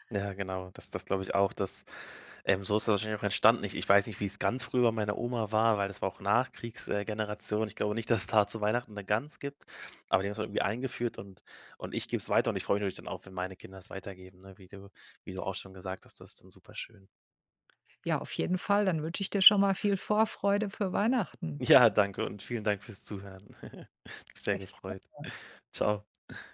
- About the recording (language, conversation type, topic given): German, podcast, Welche Geschichte steckt hinter einem Familienbrauch?
- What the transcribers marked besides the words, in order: laughing while speaking: "Ja"; giggle; unintelligible speech